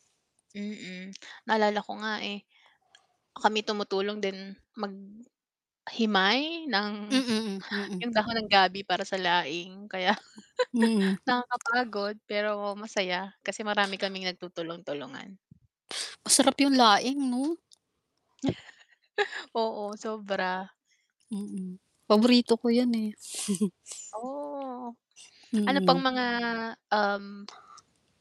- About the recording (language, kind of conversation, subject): Filipino, unstructured, Paano mo ipinagdiriwang ang Pasko kasama ang pamilya mo?
- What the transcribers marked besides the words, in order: tapping; wind; static; laugh; distorted speech; giggle; chuckle